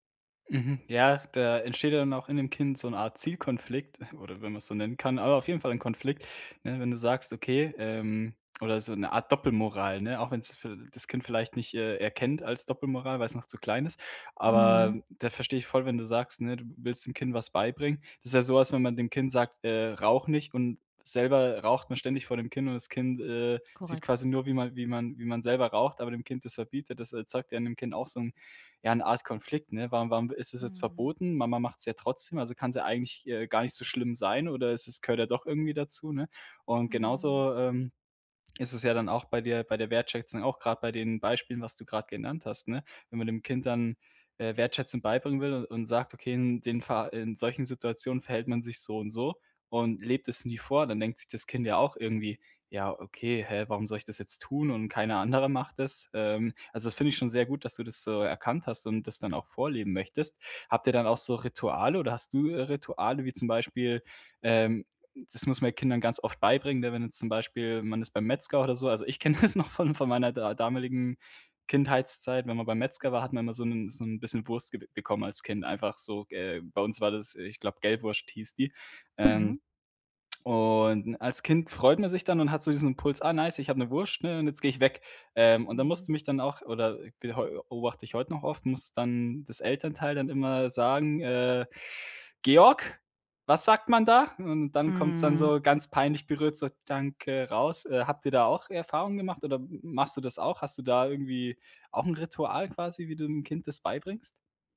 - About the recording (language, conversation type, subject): German, podcast, Wie bringst du Kindern Worte der Wertschätzung bei?
- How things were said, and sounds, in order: chuckle; laughing while speaking: "kenne das noch"; in English: "nice"; inhale; put-on voice: "Georg, was sagt man da?"; put-on voice: "Danke"